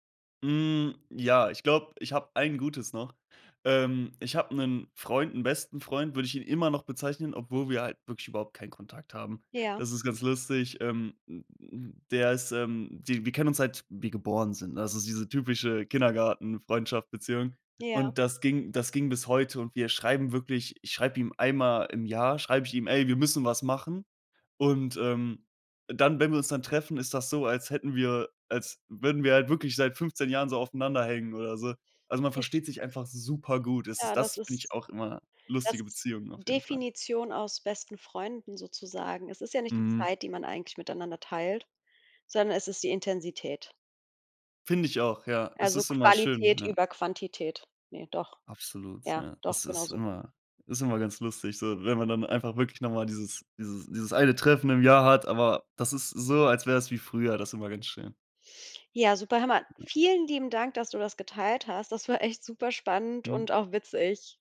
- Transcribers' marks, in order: other background noise; stressed: "immer"; unintelligible speech
- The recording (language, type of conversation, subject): German, podcast, Wie pflegst du Freundschaften, wenn alle sehr beschäftigt sind?